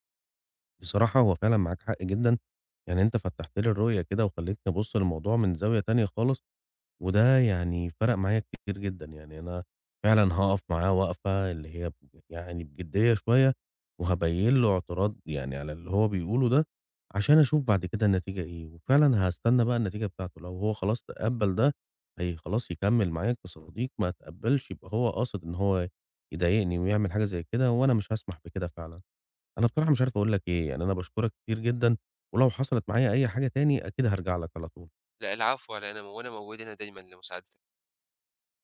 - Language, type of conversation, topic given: Arabic, advice, صديق بيسخر مني قدام الناس وبيحرجني، أتعامل معاه إزاي؟
- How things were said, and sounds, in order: none